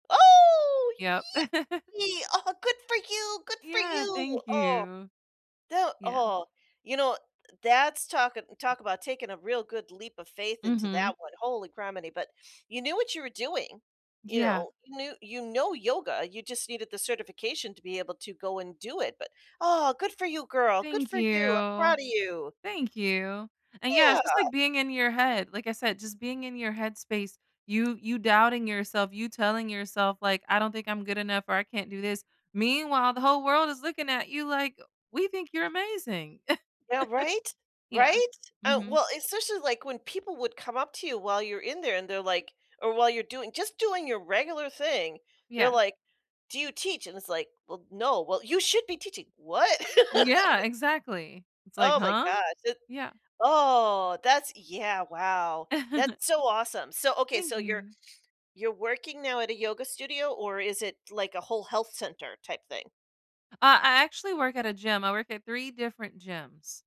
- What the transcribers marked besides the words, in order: joyful: "Oh, yippee! Oh, good for you! Good for you!"; giggle; other background noise; drawn out: "you"; tapping; chuckle; laugh; giggle
- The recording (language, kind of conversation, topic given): English, unstructured, What is something you want to achieve that scares you?